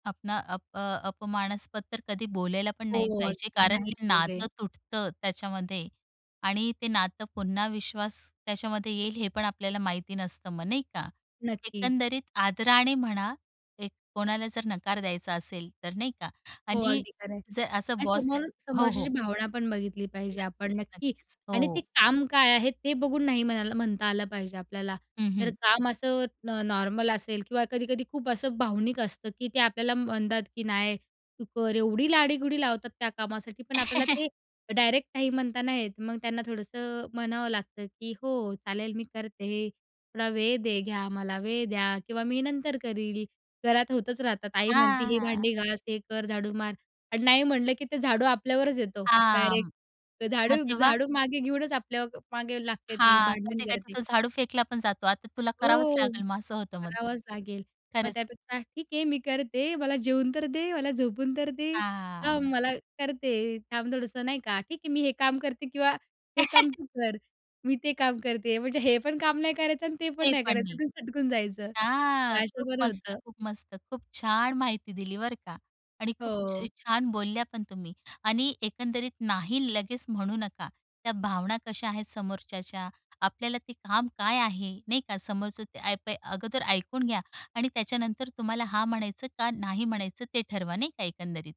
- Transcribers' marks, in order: in English: "नॉर्मल"; chuckle; drawn out: "हां"; drawn out: "हो"; drawn out: "हां"; chuckle; joyful: "हां, खूप मस्त, खूप मस्तं … खूपच छान बोलल्या"
- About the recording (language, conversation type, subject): Marathi, podcast, ‘नाही’ म्हणताना तुम्ही कसे वागता?